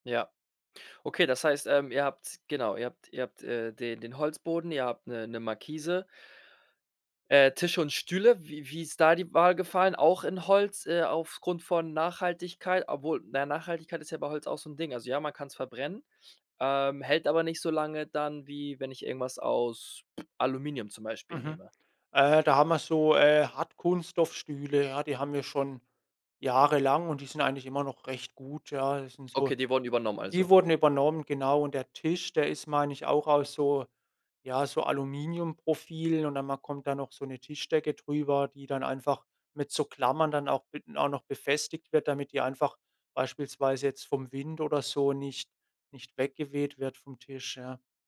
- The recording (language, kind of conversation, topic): German, podcast, Wie machst du deinen Balkon oder deine Fensterbank so richtig gemütlich?
- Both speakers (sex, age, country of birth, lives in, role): male, 25-29, Germany, Germany, guest; male, 25-29, Germany, Spain, host
- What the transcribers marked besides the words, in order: lip trill; other background noise; stressed: "die"